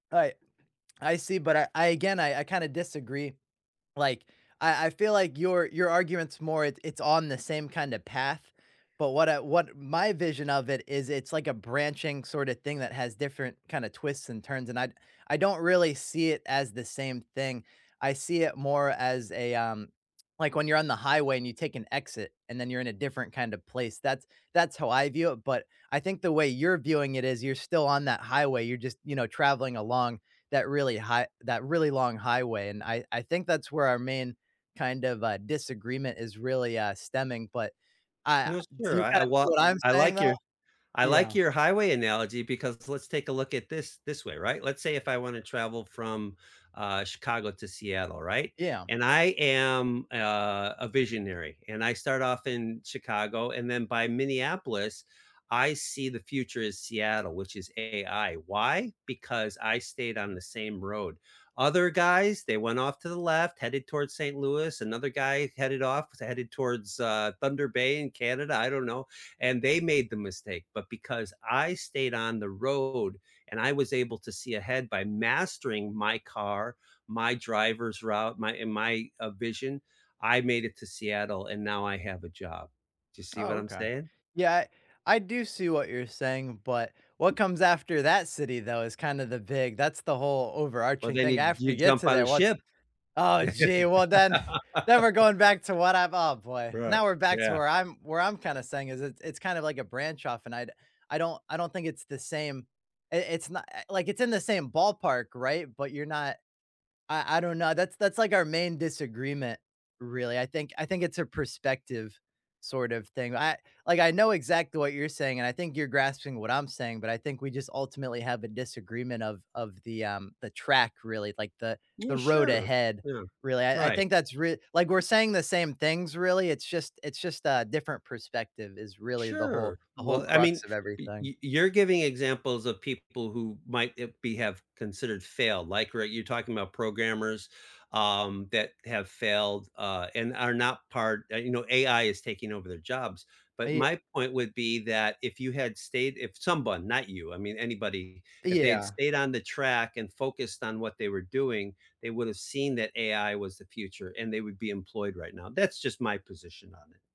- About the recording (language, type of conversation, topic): English, unstructured, Should you focus more on mastering one thing deeply or on learning a little about many different topics?
- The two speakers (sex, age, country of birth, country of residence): male, 30-34, United States, United States; male, 60-64, United States, United States
- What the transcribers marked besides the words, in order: swallow; background speech; other background noise; tapping; laugh; "someone" said as "somebon"